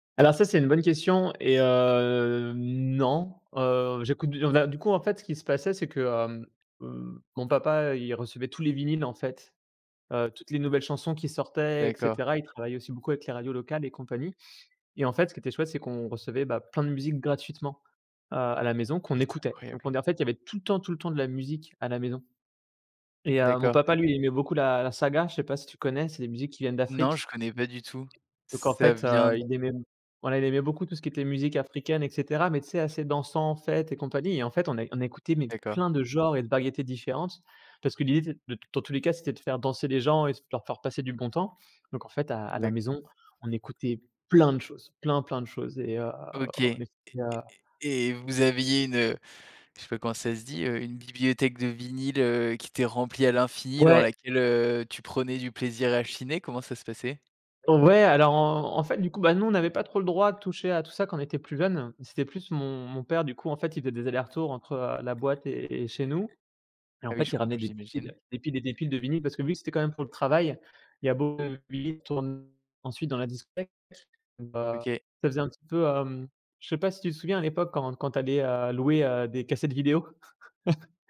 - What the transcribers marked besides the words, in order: drawn out: "hem"; other background noise; tapping; stressed: "plein"; drawn out: "heu"; other noise; chuckle
- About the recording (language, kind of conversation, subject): French, podcast, Comment ta famille a-t-elle influencé tes goûts musicaux ?